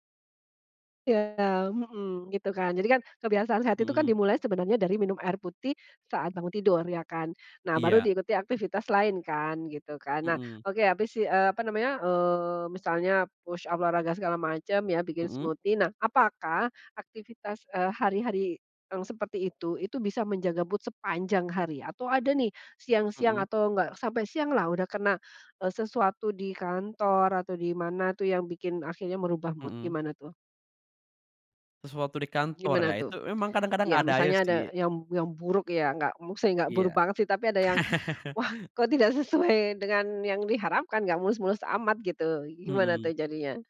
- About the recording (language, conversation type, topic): Indonesian, podcast, Bagaimana rutinitas pagimu untuk menjaga kebugaran dan suasana hati sepanjang hari?
- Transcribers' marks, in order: in English: "push up"; in English: "smoothie"; in English: "mood"; in English: "mood"; laugh; laughing while speaking: "sesuai"